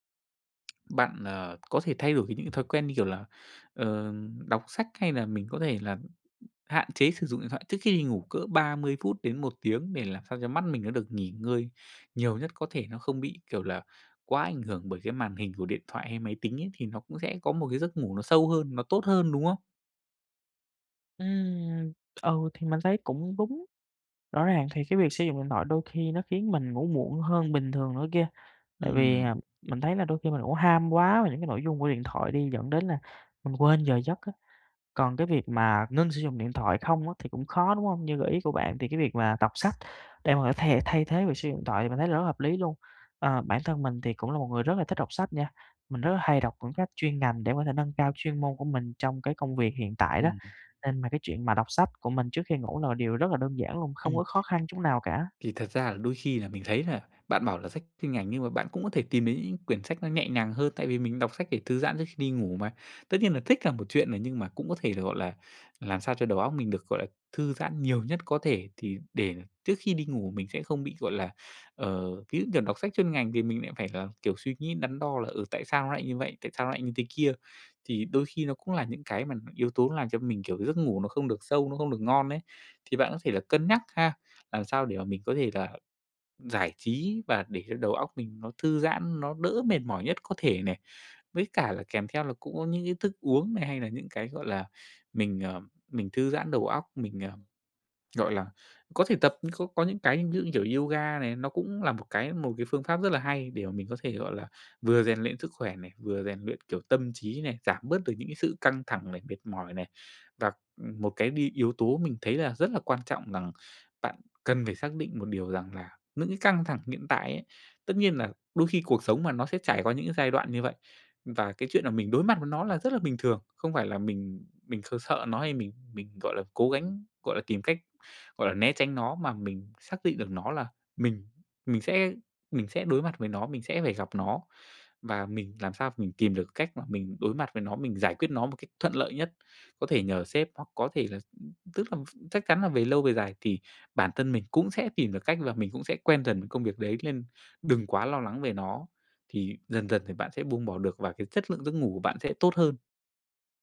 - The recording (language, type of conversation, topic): Vietnamese, advice, Vì sao tôi khó ngủ và hay trằn trọc suy nghĩ khi bị căng thẳng?
- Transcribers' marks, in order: other background noise; tapping